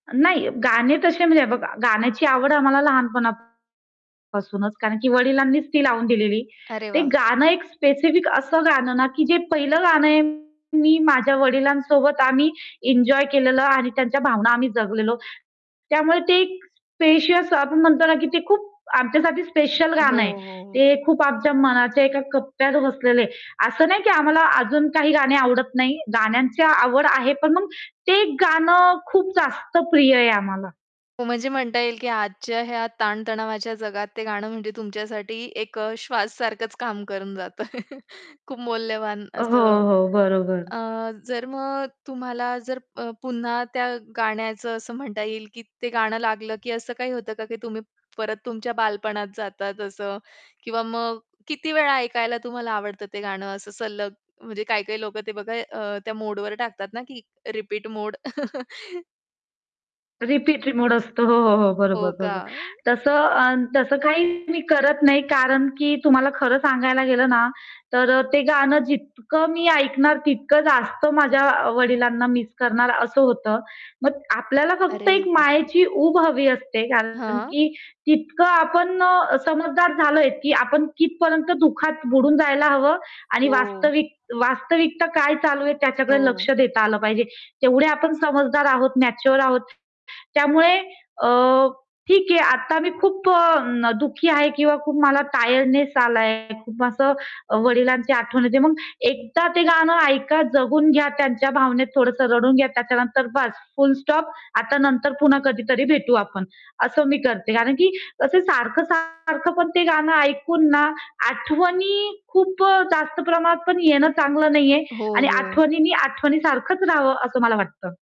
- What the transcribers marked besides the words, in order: distorted speech; in English: "स्पेशियस"; other background noise; chuckle; static; chuckle; in English: "टायर्डनेस"
- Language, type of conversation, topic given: Marathi, podcast, तुझ्या आठवणीतलं पहिलं गाणं कोणतं आहे, सांगशील का?